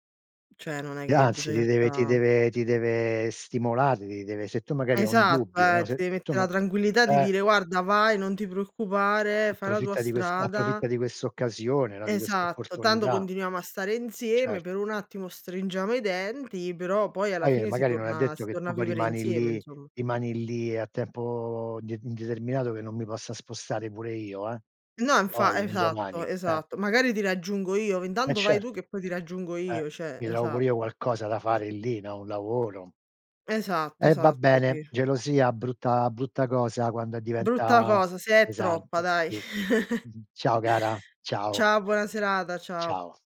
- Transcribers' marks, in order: "tranquillità" said as "tranguillità"; "tanto" said as "tando"; "insieme" said as "inzieme"; "intanto" said as "intando"; "cioè" said as "ceh"; other background noise; chuckle
- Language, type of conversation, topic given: Italian, unstructured, Perché alcune persone usano la gelosia per controllare?